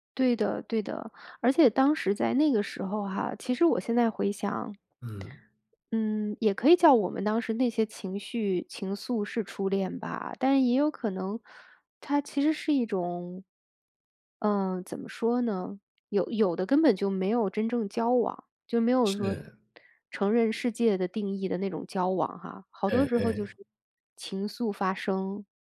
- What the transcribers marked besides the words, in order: none
- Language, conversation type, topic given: Chinese, podcast, 有没有哪一首歌能让你瞬间回到初恋的那一刻？